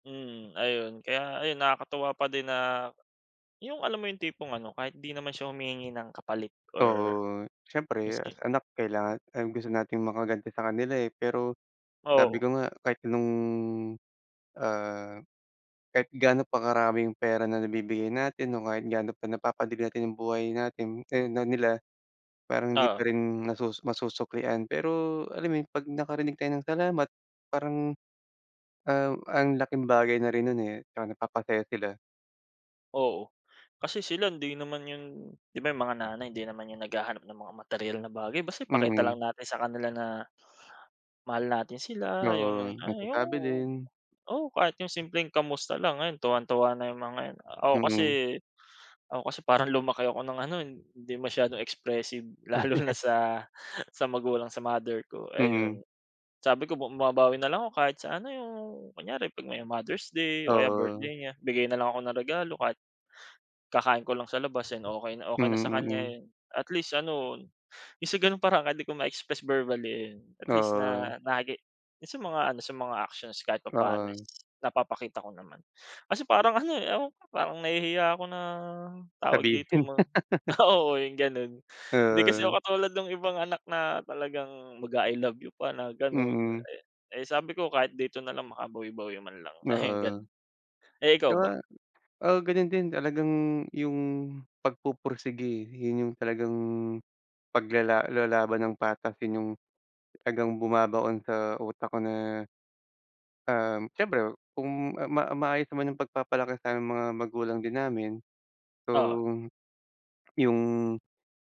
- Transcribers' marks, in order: tapping; other background noise; fan; laugh; laugh
- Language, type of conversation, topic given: Filipino, unstructured, Sino ang pinakamalaking inspirasyon mo sa pag-abot ng mga pangarap mo?